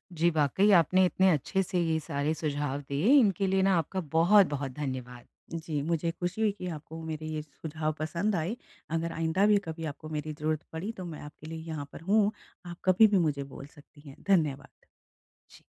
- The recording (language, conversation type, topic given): Hindi, advice, निरंतर बने रहने के लिए मुझे कौन-से छोटे कदम उठाने चाहिए?
- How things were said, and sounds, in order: none